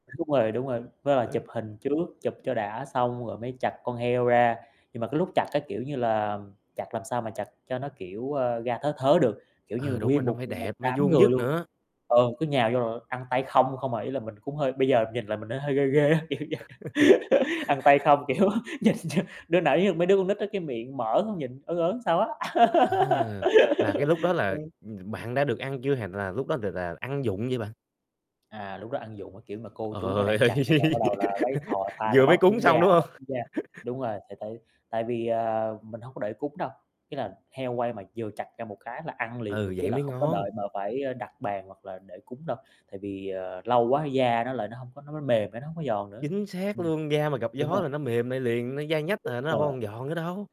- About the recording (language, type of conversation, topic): Vietnamese, podcast, Bạn có kỷ niệm vui nào gắn liền với ngôi nhà của mình không?
- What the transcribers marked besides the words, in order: unintelligible speech; distorted speech; other background noise; laugh; laughing while speaking: "á, kiểu vậy"; laugh; laughing while speaking: "kiểu, nhìn nhìn"; laugh; tapping; laughing while speaking: "Ơi!"; laugh; laughing while speaking: "hông?"; chuckle